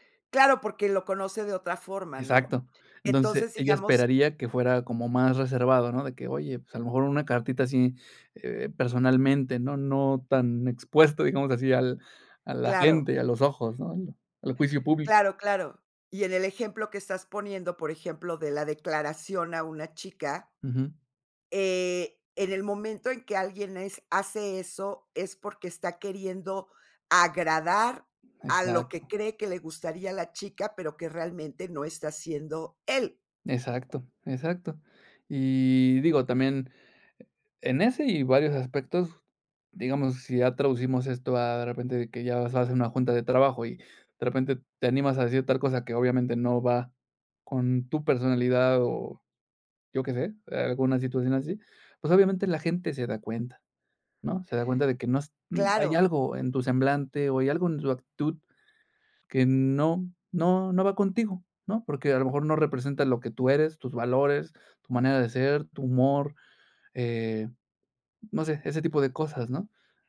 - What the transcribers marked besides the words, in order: laughing while speaking: "expuesto, digamos, así al a la gente"
- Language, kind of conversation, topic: Spanish, podcast, ¿Qué significa para ti ser auténtico al crear?